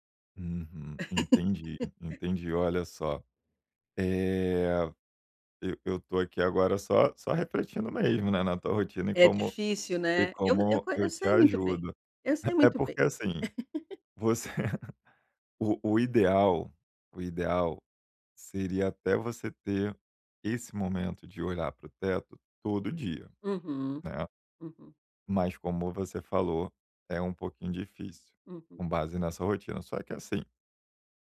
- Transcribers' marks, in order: laugh; chuckle; laughing while speaking: "você"
- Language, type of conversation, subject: Portuguese, advice, Como posso incluir cuidados pessoais na minha rotina diária para melhorar a saúde mental e reduzir o estresse?